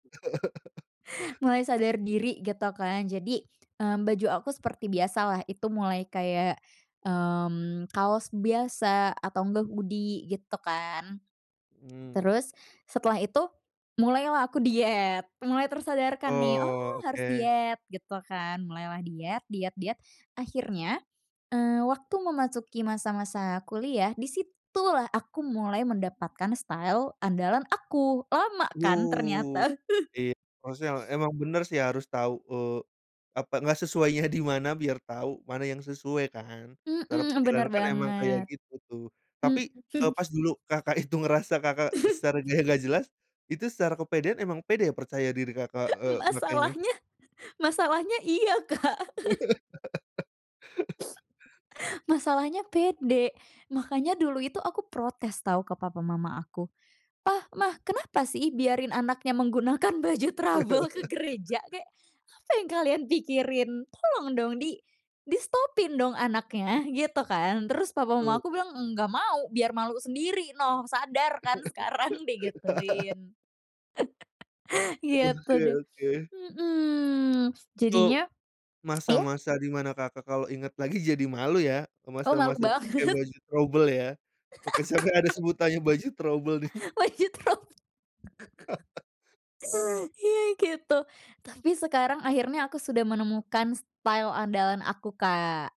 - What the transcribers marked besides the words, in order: laugh; in English: "hoodie"; laughing while speaking: "diet"; stressed: "oh"; in English: "style"; drawn out: "Wow"; other background noise; chuckle; laughing while speaking: "di mana"; tapping; chuckle; laughing while speaking: "gak jelas"; laughing while speaking: "Masalahnya masalahnya iya, Kak"; laugh; chuckle; sniff; laugh; laughing while speaking: "baju trouble ke gereja?"; in English: "trouble"; unintelligible speech; laugh; chuckle; chuckle; laughing while speaking: "banget"; in English: "trouble"; laugh; in English: "trouble"; chuckle; laughing while speaking: "Baju trob"; chuckle; laugh; in English: "style"
- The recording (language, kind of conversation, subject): Indonesian, podcast, Kapan pertama kali kamu menyadari bahwa kamu punya gaya sendiri?